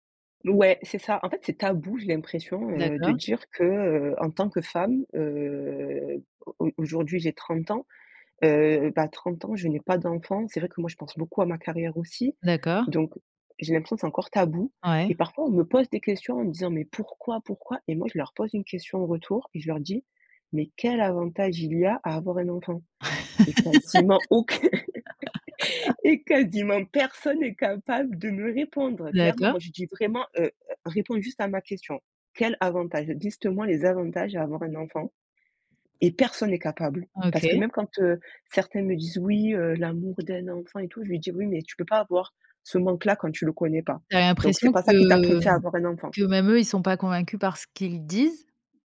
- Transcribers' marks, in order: laugh; laughing while speaking: "quasiment aucun et quasiment personne est capable de me répondre, clairement"; stressed: "personne"
- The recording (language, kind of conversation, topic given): French, podcast, Quels critères prends-tu en compte avant de décider d’avoir des enfants ?
- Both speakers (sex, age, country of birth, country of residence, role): female, 25-29, France, France, guest; female, 35-39, France, France, host